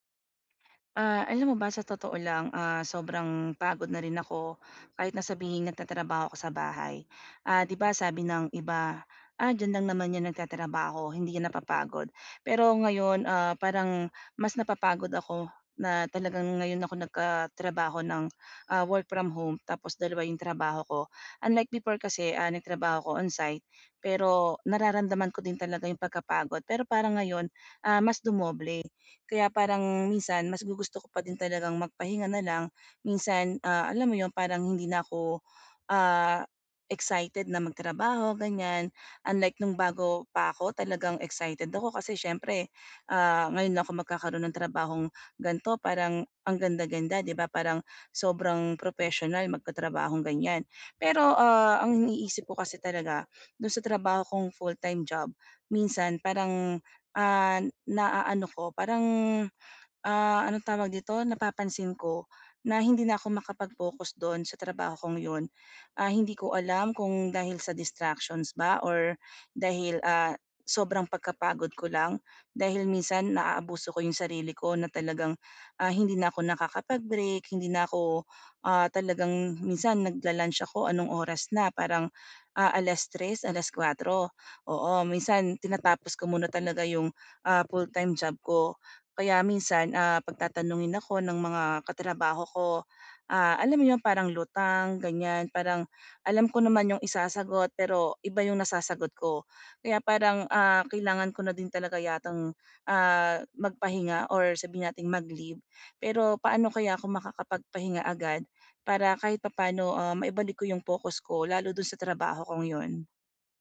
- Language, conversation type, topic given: Filipino, advice, Paano ako makakapagpahinga agad para maibalik ang pokus?
- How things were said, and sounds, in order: other background noise; other street noise; tapping